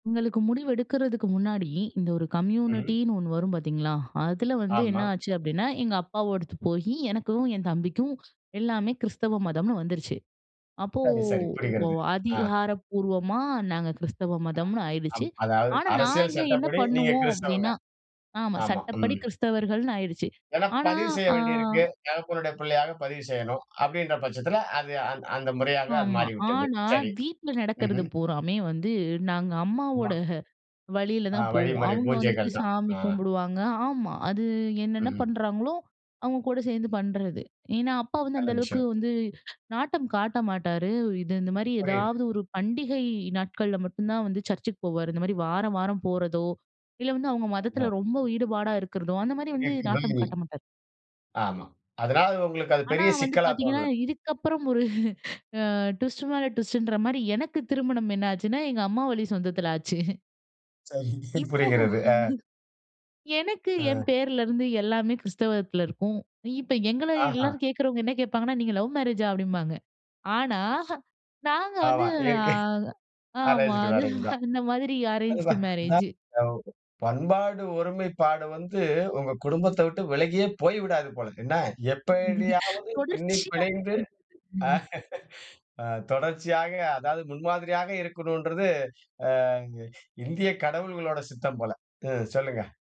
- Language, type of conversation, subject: Tamil, podcast, முழுமையாக வேறுபட்ட மதம் அல்லது கலாச்சாரத்தைச் சேர்ந்தவரை குடும்பம் ஏற்றுக்கொள்வதைக் குறித்து நீங்கள் என்ன நினைக்கிறீர்கள்?
- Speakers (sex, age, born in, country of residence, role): female, 25-29, India, India, guest; male, 55-59, India, India, host
- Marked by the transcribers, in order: in English: "கம்யூனிட்டின்னு"; drawn out: "அப்போ"; drawn out: "ஆ"; laughing while speaking: "அம்மாவோட"; unintelligible speech; laughing while speaking: "ஒரு"; in English: "ட்விஸ்ட்டு"; in English: "ட்விஸ்ட்டுன்ற"; laughing while speaking: "ஆச்சு"; laughing while speaking: "சரி. புரிகிறது"; laughing while speaking: "இப்போ"; in English: "லவ் மேரேஜா?"; other background noise; laughing while speaking: "ஆனா"; laughing while speaking: "இயற்கை அரேஞ்சுடு மேரேஜ் தான். அது தான்"; laughing while speaking: "அது அந்த மாதிரி"; in English: "அரேஞ்ச்டு மேரேஜ்ஜூ"; unintelligible speech; laughing while speaking: "தொடர்ச்சியா"; laughing while speaking: "ஆ"; unintelligible speech